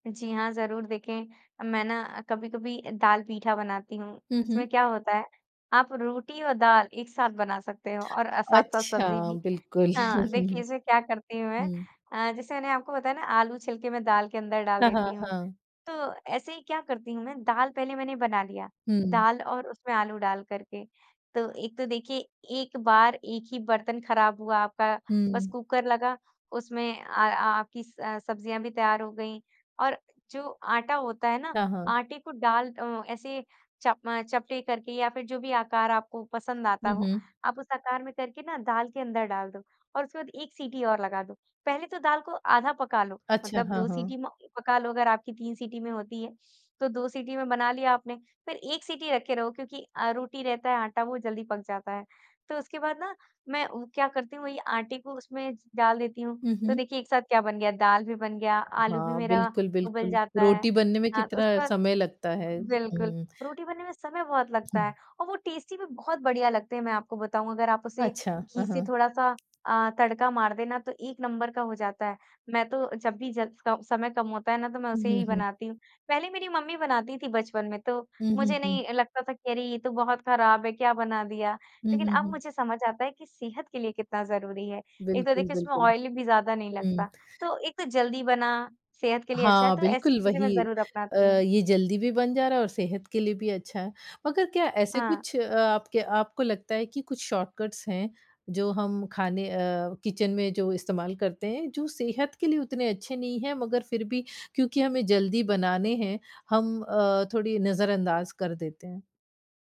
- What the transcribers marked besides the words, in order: tapping; chuckle; in English: "टेस्टी"; in English: "ऑइल"; in English: "शॉर्टकट्स"; in English: "किचन"
- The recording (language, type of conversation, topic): Hindi, podcast, अगर आपको खाना जल्दी बनाना हो, तो आपके पसंदीदा शॉर्टकट क्या हैं?